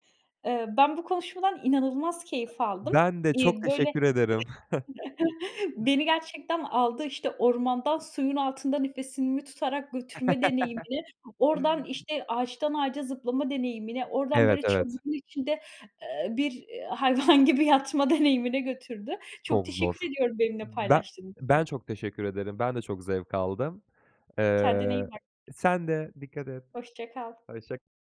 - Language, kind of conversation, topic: Turkish, podcast, Yeni bir hobiye nasıl başlarsınız?
- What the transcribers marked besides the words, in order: other background noise; chuckle; "nefesimi" said as "nefesinimi"; laugh; laughing while speaking: "hayvan gibi yatma deneyimine"